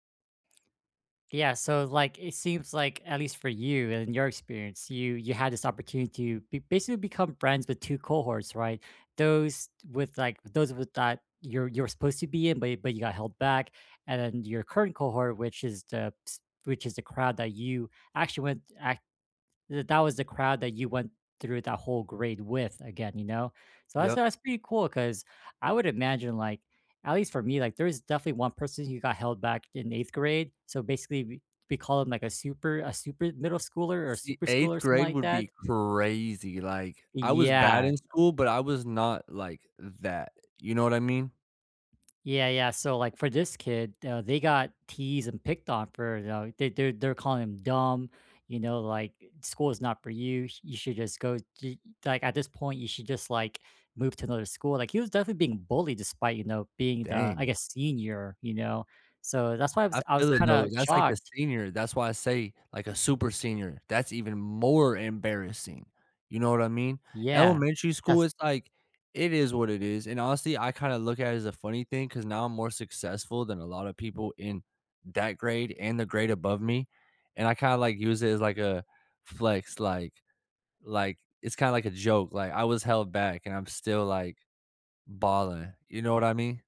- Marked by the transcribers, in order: other background noise; tapping; stressed: "crazy"; stressed: "more"
- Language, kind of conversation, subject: English, unstructured, How did you handle first-day-of-school nerves, and what little rituals or support helped you most?
- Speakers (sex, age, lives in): male, 30-34, United States; male, 30-34, United States